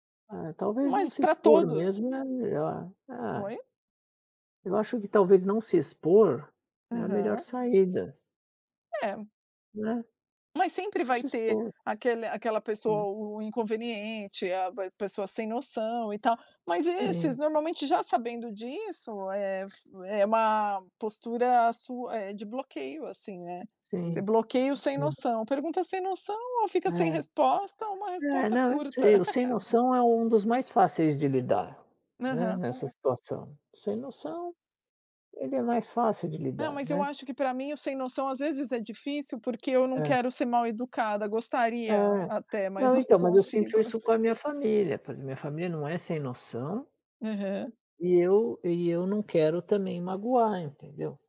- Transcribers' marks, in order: tapping; chuckle; chuckle
- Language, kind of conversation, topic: Portuguese, unstructured, Como você se mantém fiel aos seus objetivos apesar da influência de outras pessoas?